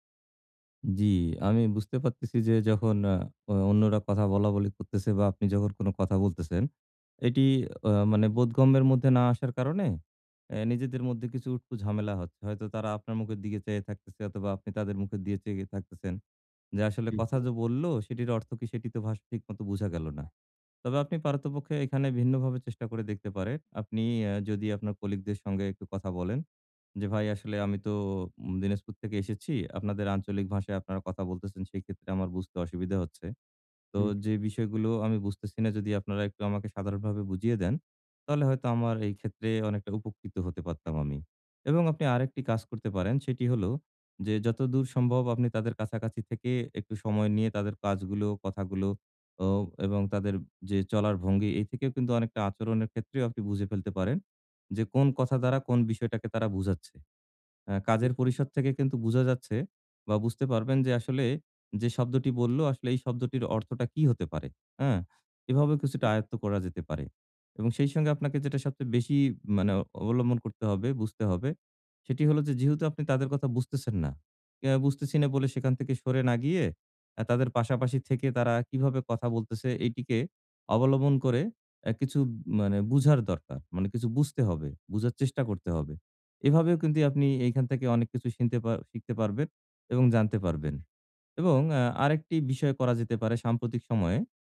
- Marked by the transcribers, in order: "উটকো" said as "উটকু"; "শিখতে" said as "শিংতে"
- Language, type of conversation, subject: Bengali, advice, নতুন সমাজে ভাষা ও আচরণে আত্মবিশ্বাস কীভাবে পাব?